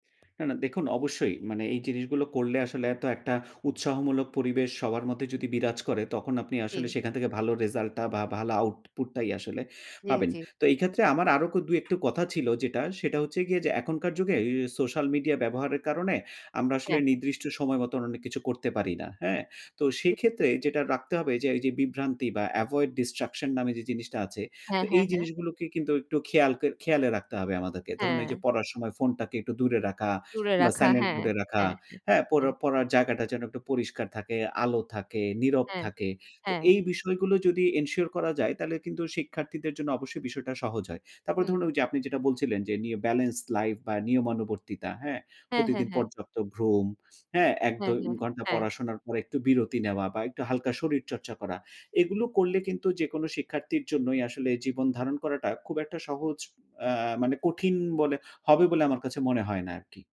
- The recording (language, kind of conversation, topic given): Bengali, podcast, আপনি পড়াশোনায় অনুপ্রেরণা কোথা থেকে পান?
- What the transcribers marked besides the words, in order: in English: "এভয়েড ডিস্ট্রাকশন"; in English: "এনশিওর"; in English: "নিউ বেলেন্স লাইফ"